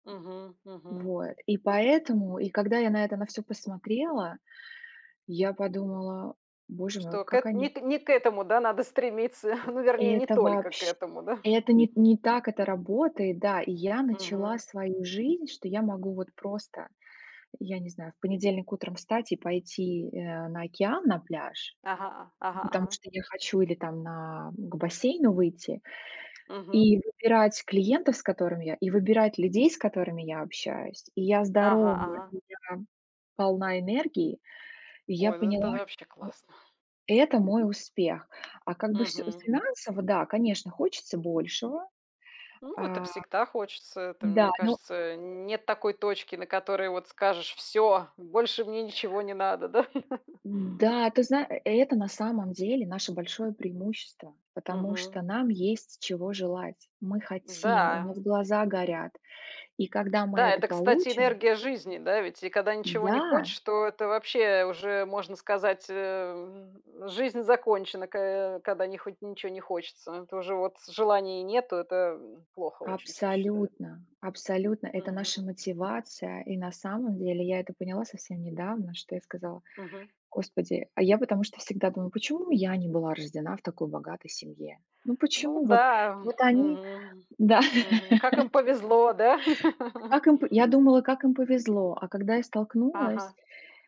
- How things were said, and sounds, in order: tapping; chuckle; other background noise; chuckle; laughing while speaking: "да"; laugh
- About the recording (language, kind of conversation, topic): Russian, unstructured, Что для тебя значит успех в жизни?